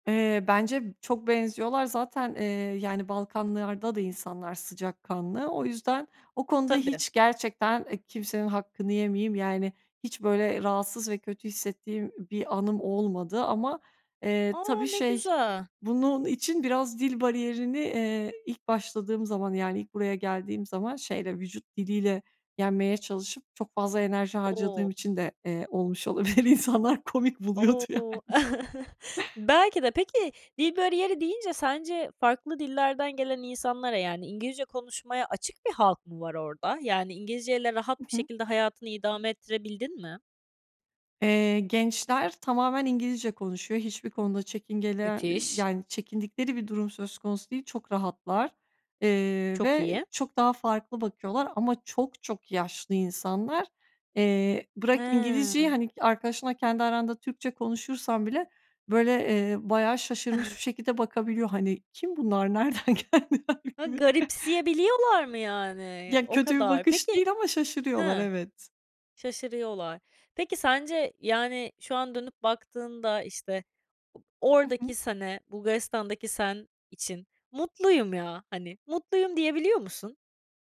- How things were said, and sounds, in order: laughing while speaking: "İnsanlar komik buluyordu yani"; chuckle; surprised: "Hıı"; chuckle; laughing while speaking: "Nereden geldiler? Gibi"
- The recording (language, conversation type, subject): Turkish, podcast, Taşınmak hayatını nasıl değiştirdi, anlatır mısın?